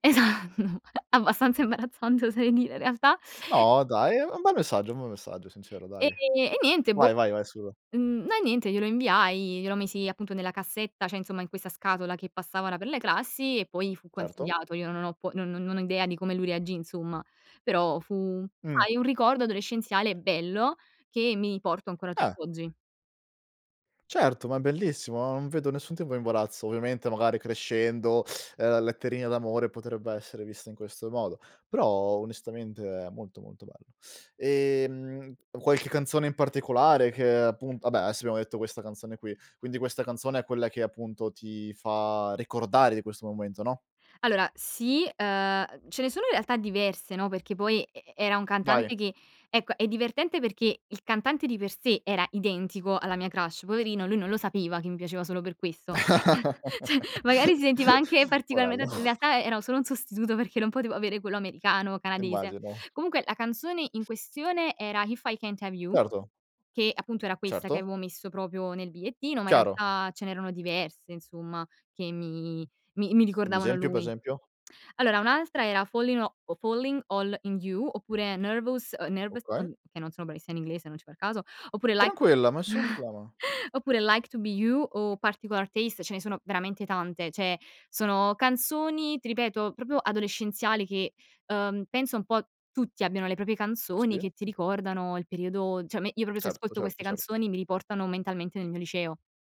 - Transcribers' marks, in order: laughing while speaking: "Esat abbastanza imbarazzante, oserei dire, in realtà"; chuckle; tapping; "non" said as "on"; teeth sucking; "adesso" said as "aesso"; laugh; laughing while speaking: "porello"; "Poverello" said as "porello"; chuckle; laughing while speaking: "ceh"; "Cioè" said as "ceh"; "particolarmente" said as "particolarmede"; other background noise; "avevo" said as "avo"; "proprio" said as "propio"; tsk; "problema" said as "prolema"; chuckle; "cioè" said as "ceh"; "proprio" said as "propio"; "proprie" said as "propie"; "cioè" said as "ceh"; "proprio" said as "propio"
- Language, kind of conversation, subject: Italian, podcast, Hai una canzone che associ a un ricordo preciso?
- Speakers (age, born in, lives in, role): 20-24, Italy, Italy, guest; 25-29, Italy, Italy, host